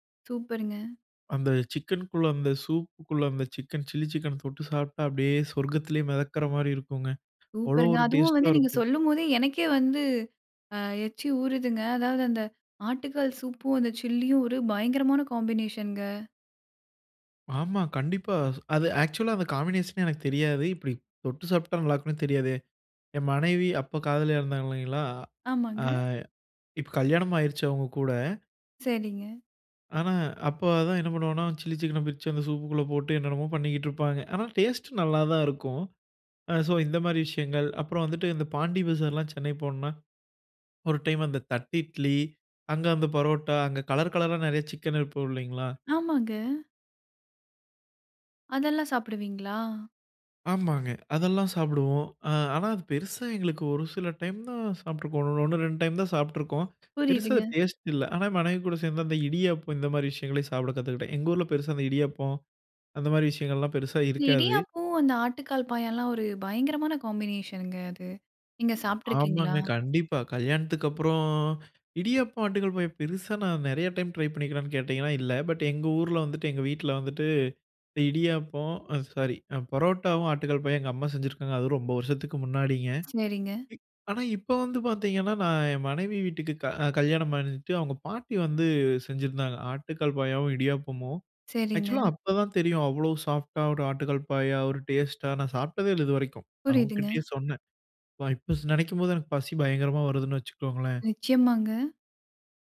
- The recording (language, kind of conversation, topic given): Tamil, podcast, அங்குள்ள தெரு உணவுகள் உங்களை முதன்முறையாக எப்படி கவர்ந்தன?
- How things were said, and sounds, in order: surprised: "அப்டியே, சொர்க்கத்திலயே மெதக்ற"; in English: "காம்பினேஷன்ங்க"; surprised: "ஆமா. கண்டிப்பா"; in English: "ஆக்சுவலா"; in English: "காம்பினேஷனே"; "இருக்கும்" said as "இருப்பும்"; "இடியாப்பம்" said as "இடியாப்பூ"; in English: "காம்பினேஷன்ங்க"; drawn out: "அப்புறம்"; other noise; in English: "ஆக்சுவலா"; tapping